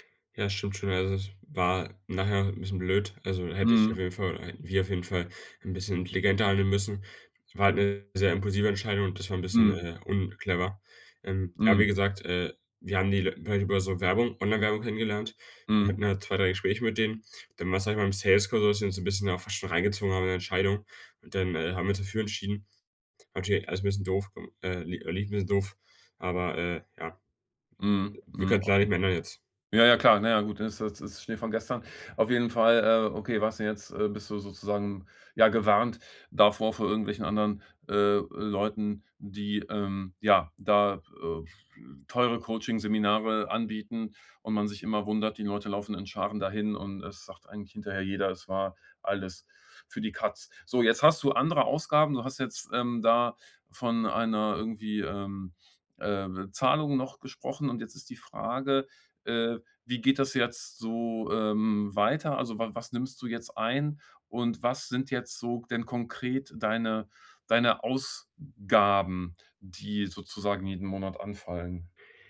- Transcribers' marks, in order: unintelligible speech; other noise
- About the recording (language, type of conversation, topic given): German, advice, Wie kann ich mein Geld besser planen und bewusster ausgeben?